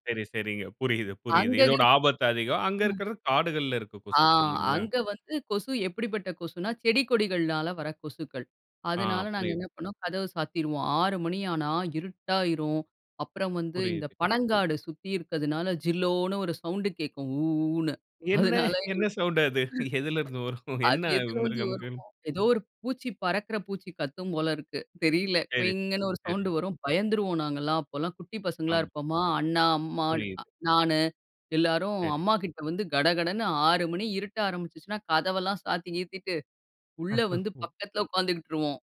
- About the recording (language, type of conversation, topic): Tamil, podcast, பழைய வீடும் புதிய வீடும்—உங்களுக்கு எதில் தான் ‘வீடு’ என்ற உணர்வு அதிகமாக வருகிறது?
- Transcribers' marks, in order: other background noise; laughing while speaking: "என்ன சவுண்ட் அது? எதிலருந்து வரும்? என்ன மிருகம்கள்?"; laugh